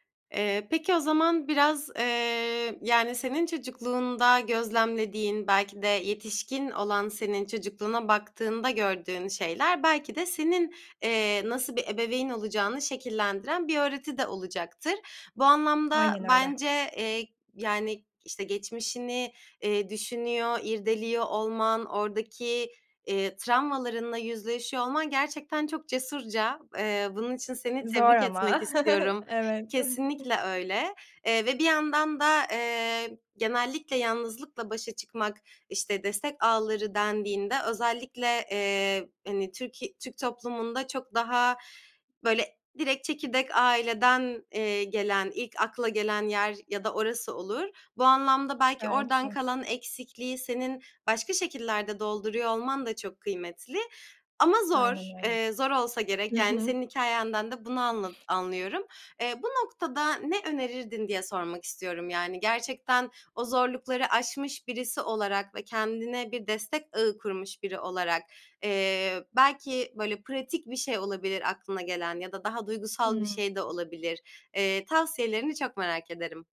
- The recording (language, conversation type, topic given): Turkish, podcast, Yalnızlıkla başa çıkarken destek ağları nasıl yardımcı olur?
- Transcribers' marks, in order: chuckle; other background noise